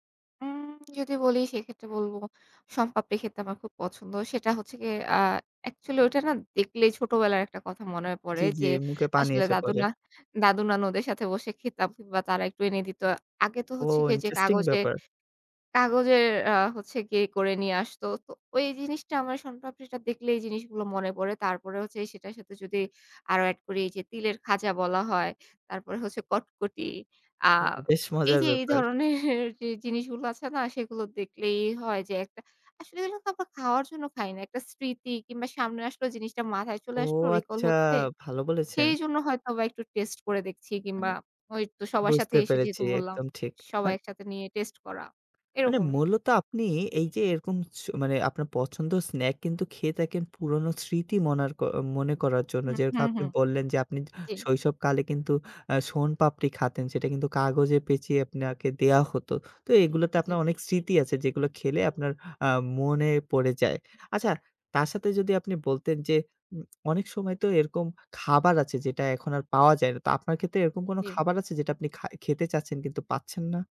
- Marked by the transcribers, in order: tsk; "শন" said as "শম"; other background noise; laughing while speaking: "ধরনের"; drawn out: "ও আচ্ছা"; unintelligible speech; tapping; "খতেন" said as "খাতেন"
- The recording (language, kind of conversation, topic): Bengali, podcast, খাবার ও মনের মধ্যে সম্পর্ককে আপনি কীভাবে দেখেন?